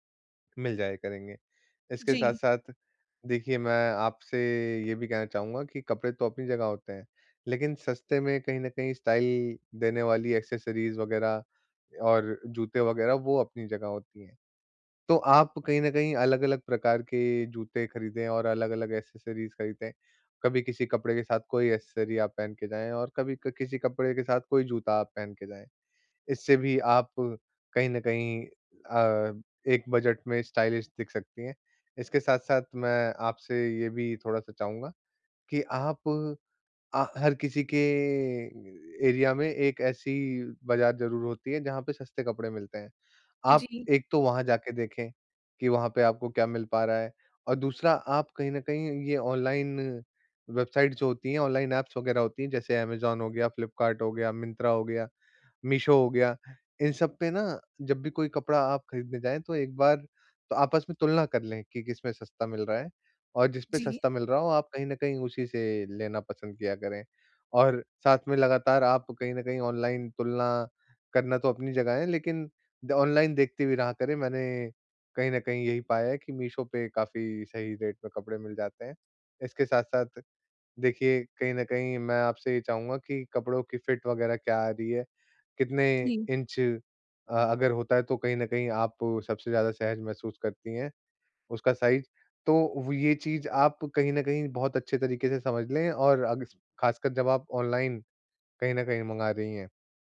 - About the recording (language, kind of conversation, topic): Hindi, advice, कम बजट में स्टाइलिश दिखने के आसान तरीके
- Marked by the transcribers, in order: in English: "स्टाइल"; in English: "एक्सेसरीज"; in English: "एक्सेसरीज"; in English: "एक्सेसरी"; in English: "स्टाइलिश"; in English: "एरिया"; in English: "वेबसाइट्स"; in English: "ऐप्स"; in English: "रेट"; in English: "फ़िट"; in English: "साइज़"